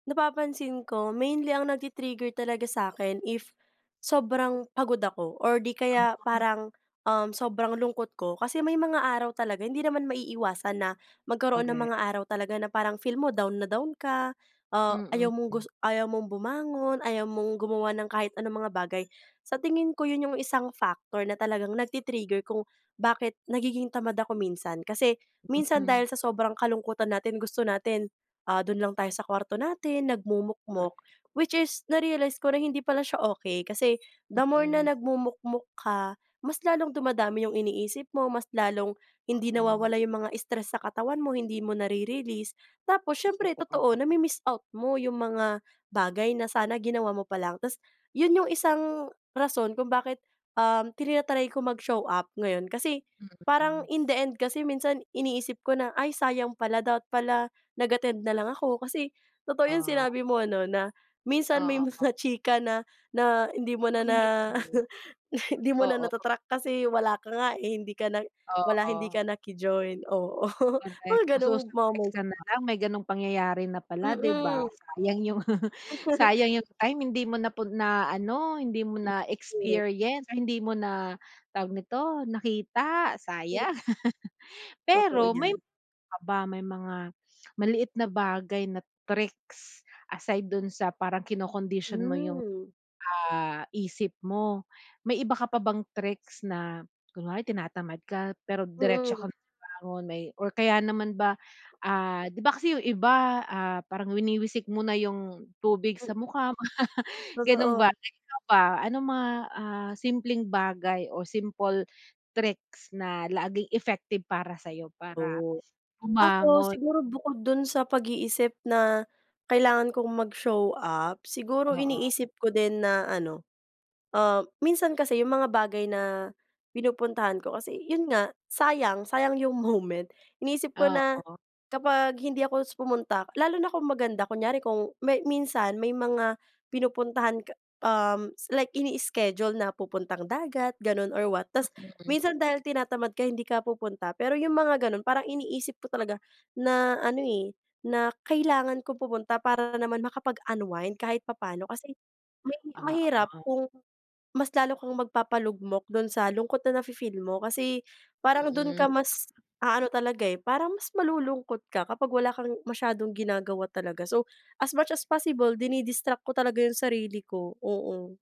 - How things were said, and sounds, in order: other background noise; unintelligible speech; tapping; laughing while speaking: "mga chika"; laugh; laughing while speaking: "hindi mo na nata-track kasi wala ka nga, eh"; laughing while speaking: "oo"; chuckle; unintelligible speech; chuckle; lip smack; "ako" said as "akos"
- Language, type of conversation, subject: Filipino, podcast, Paano mo minomotibahan ang sarili mo kapag tinatamad ka o wala kang gana?